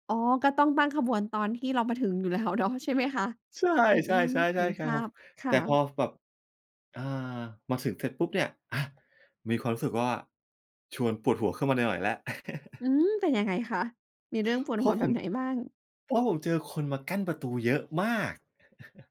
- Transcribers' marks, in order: other background noise; laugh; chuckle
- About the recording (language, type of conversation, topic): Thai, podcast, คุณรู้สึกอย่างไรในวันแต่งงานของคุณ?